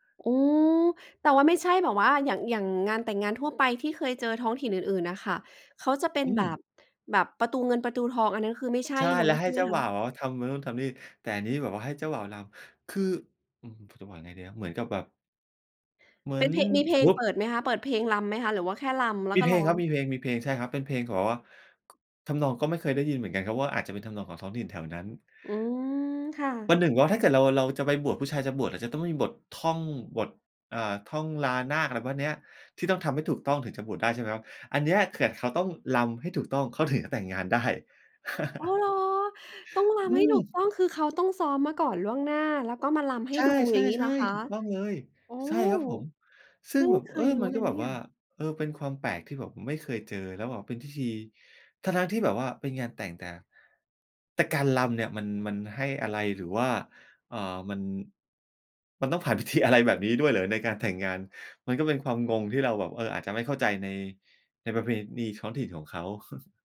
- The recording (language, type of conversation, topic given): Thai, podcast, เคยไปร่วมพิธีท้องถิ่นไหม และรู้สึกอย่างไรบ้าง?
- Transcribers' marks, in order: unintelligible speech; tapping; unintelligible speech; laugh; laugh